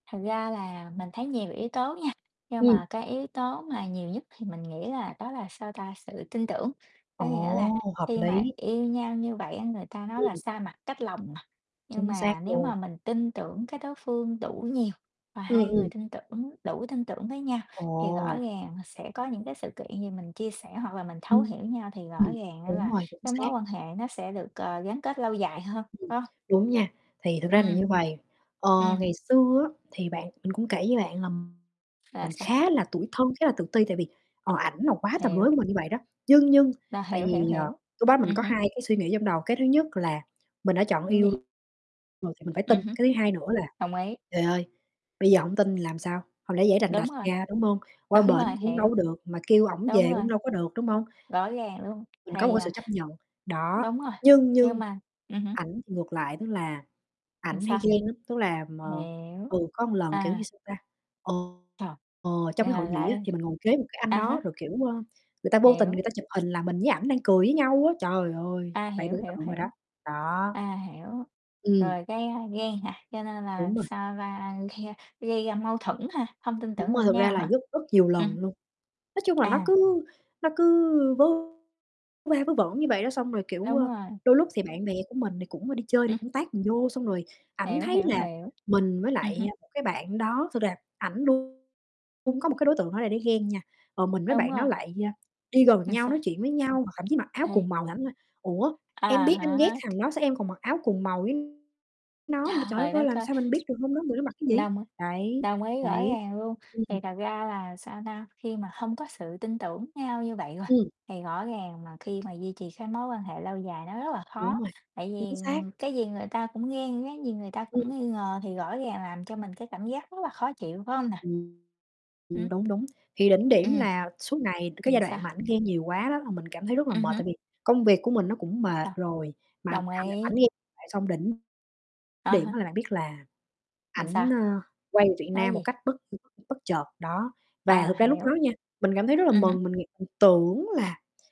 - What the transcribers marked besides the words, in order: other background noise; distorted speech; static; tapping; "Cái" said as "ừn"; unintelligible speech; laughing while speaking: "Đúng"; "Làm" said as "ừn"; "một" said as "ừn"; chuckle; in English: "tag"; unintelligible speech; "Là" said as "ừn"; unintelligible speech; "Rồi" said as "ừn"; unintelligible speech; unintelligible speech
- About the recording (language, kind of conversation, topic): Vietnamese, unstructured, Bạn nghĩ mối quan hệ yêu xa có thể thành công không?